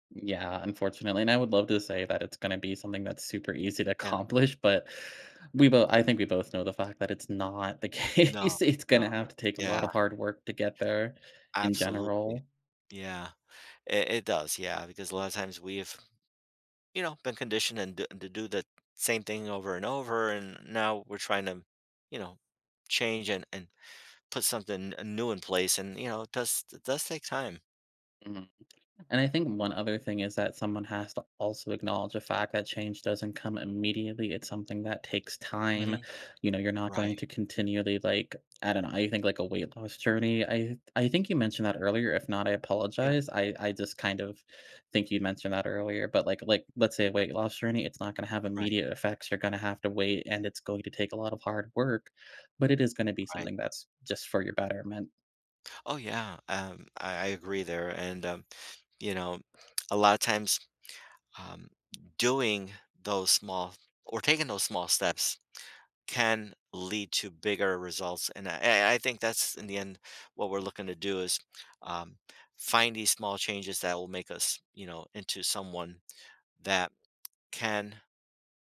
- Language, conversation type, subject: English, unstructured, How can I stay connected when someone I care about changes?
- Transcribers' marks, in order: laughing while speaking: "accomplish"; laughing while speaking: "case"; other background noise; tapping